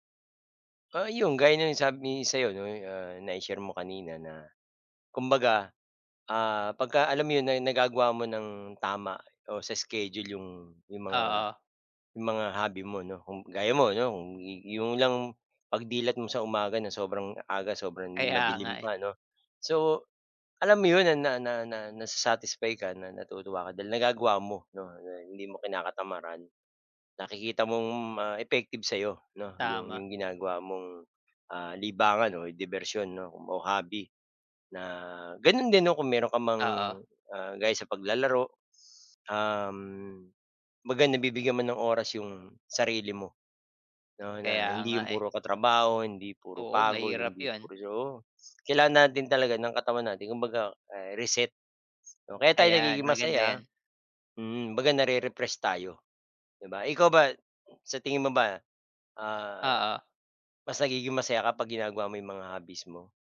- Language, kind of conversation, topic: Filipino, unstructured, Paano mo ginagamit ang libangan mo para mas maging masaya?
- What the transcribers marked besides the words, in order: laughing while speaking: "Kaya nga, eh"; other noise